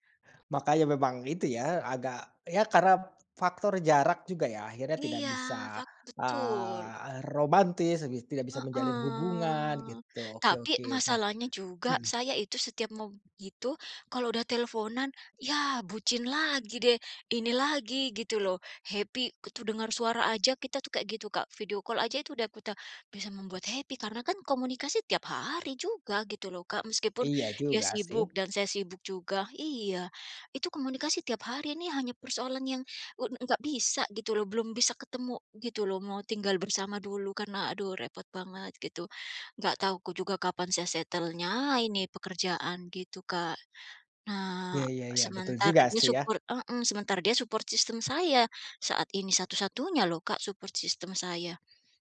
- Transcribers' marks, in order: drawn out: "Heeh"; tapping; in English: "happy"; in English: "video call"; "kita" said as "kuta"; in English: "happy"; in English: "settle-nya"; in English: "support"; in English: "support system"; in English: "support system"
- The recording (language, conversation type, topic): Indonesian, advice, Bagaimana cara menyampaikan dengan jujur bahwa hubungan ini sudah berakhir atau bahwa saya ingin berpisah?